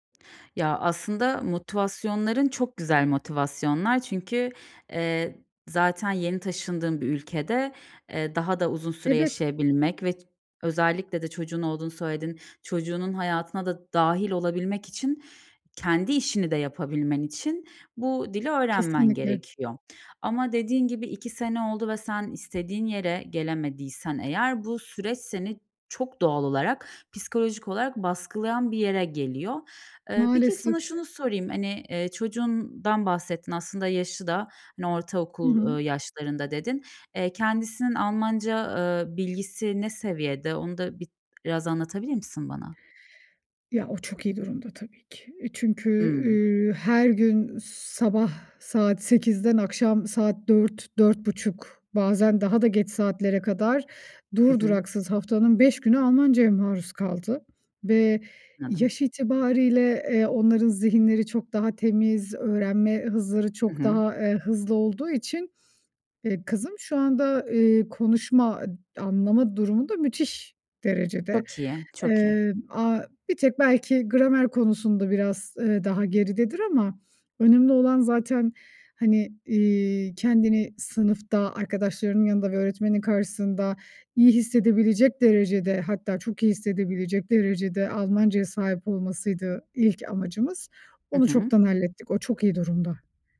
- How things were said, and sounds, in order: other background noise; tapping
- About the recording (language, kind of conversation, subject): Turkish, advice, Zor ve karmaşık işler yaparken motivasyonumu nasıl sürdürebilirim?
- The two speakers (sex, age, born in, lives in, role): female, 30-34, Turkey, Bulgaria, advisor; female, 35-39, Turkey, Austria, user